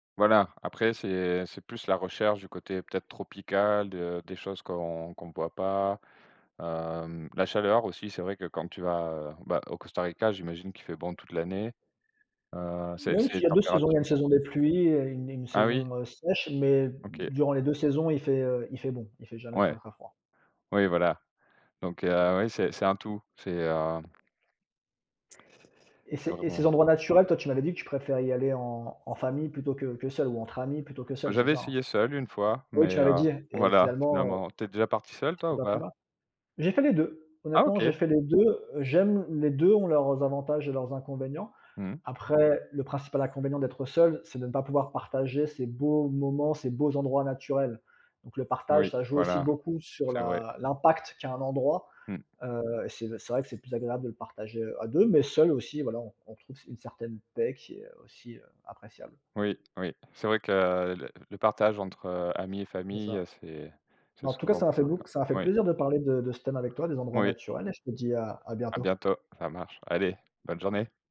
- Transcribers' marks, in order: tapping
- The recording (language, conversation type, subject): French, unstructured, As-tu un endroit dans la nature que tu aimes visiter souvent ?